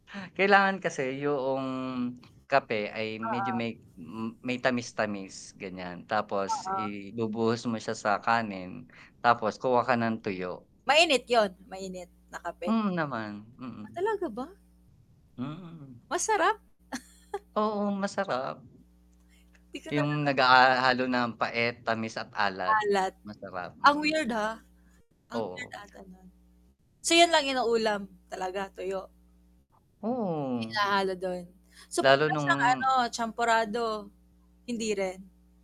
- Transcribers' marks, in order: static; mechanical hum; chuckle; distorted speech; unintelligible speech; tapping
- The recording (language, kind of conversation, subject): Filipino, unstructured, Alin ang mas gusto mo at bakit: kape o tsaa?